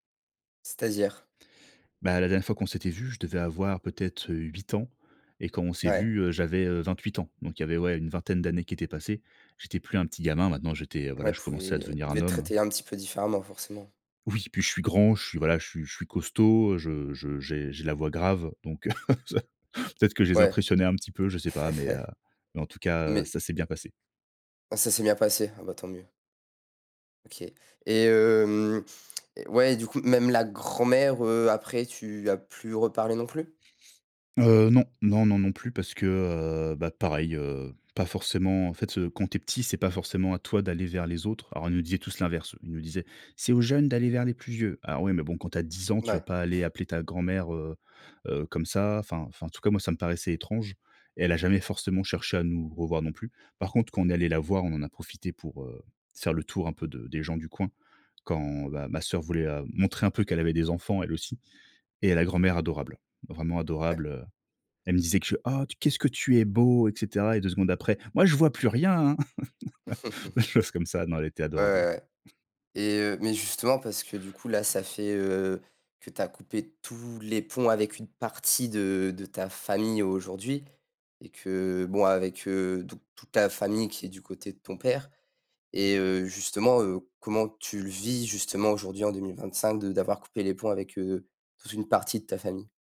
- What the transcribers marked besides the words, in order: chuckle; chuckle; put-on voice: "C'est aux jeunes d'aller vers les plus vieux"; other background noise; put-on voice: "Oh que qu'est-ce que tu es beau"; chuckle
- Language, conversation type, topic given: French, podcast, Peux-tu raconter un souvenir d'un repas de Noël inoubliable ?